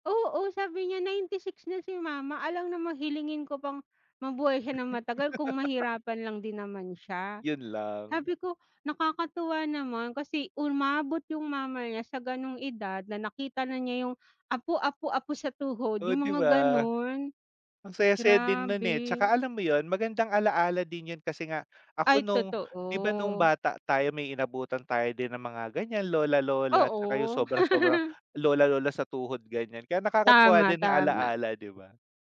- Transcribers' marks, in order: laugh; laugh
- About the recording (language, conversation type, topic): Filipino, unstructured, Paano mo inuudyukan ang sarili mo para manatiling aktibo?